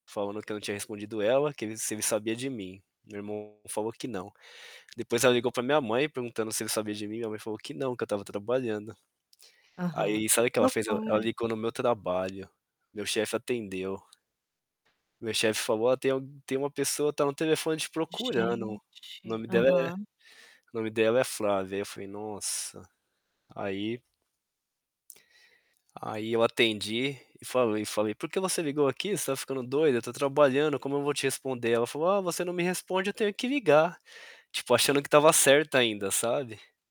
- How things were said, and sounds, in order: distorted speech; tapping; other background noise
- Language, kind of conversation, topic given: Portuguese, advice, Como lidar com ciúmes e insegurança no relacionamento?